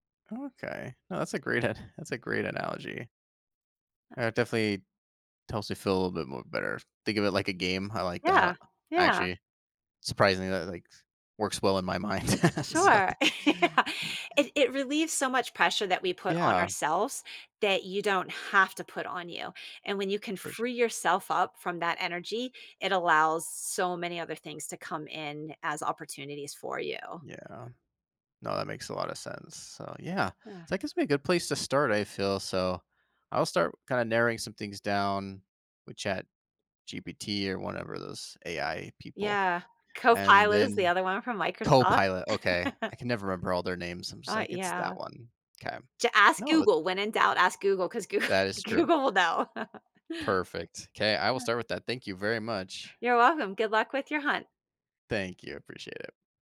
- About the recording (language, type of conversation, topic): English, advice, How can I manage anxiety before starting a new job?
- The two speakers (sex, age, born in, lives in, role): female, 50-54, United States, United States, advisor; male, 30-34, United States, United States, user
- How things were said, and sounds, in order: laughing while speaking: "an"; other background noise; laughing while speaking: "Yeah"; laugh; laughing while speaking: "So"; laugh; laugh; laughing while speaking: "Google"; laugh